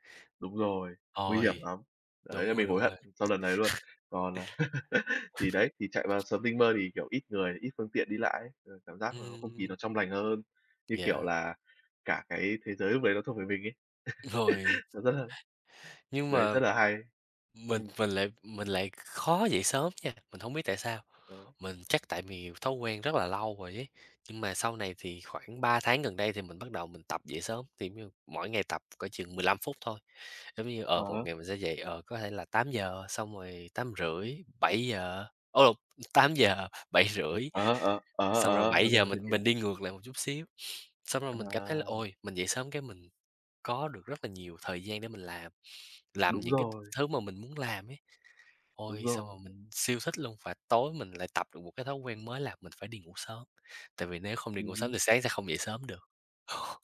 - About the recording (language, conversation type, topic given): Vietnamese, unstructured, Bạn nghĩ làm thế nào để giảm căng thẳng trong cuộc sống hằng ngày?
- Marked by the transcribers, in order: other background noise; laugh; laughing while speaking: "Rồi"; chuckle; chuckle